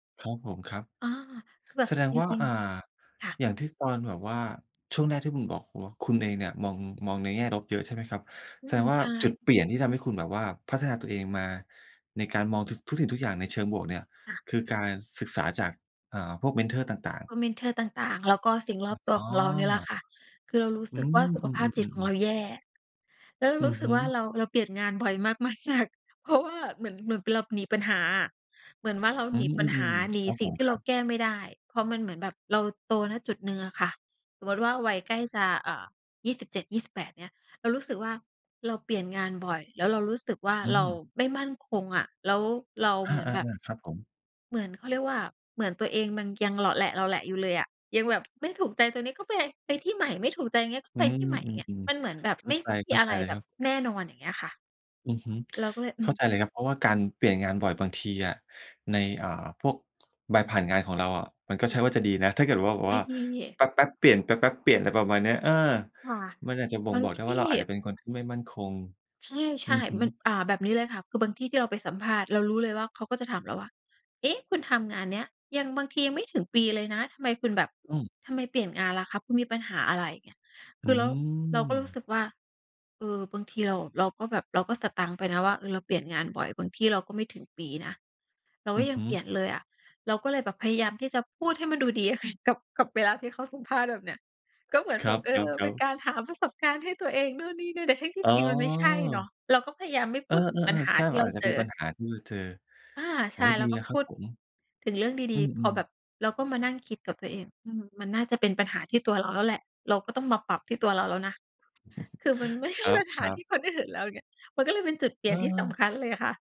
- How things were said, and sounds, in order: tapping; other background noise; laughing while speaking: "มาก ๆ"; chuckle; laughing while speaking: "ไม่ใช่ปัญหาที่คนอื่นแล้วไง"
- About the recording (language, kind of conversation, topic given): Thai, podcast, เวลาเจอสถานการณ์แย่ๆ คุณมักถามตัวเองว่าอะไร?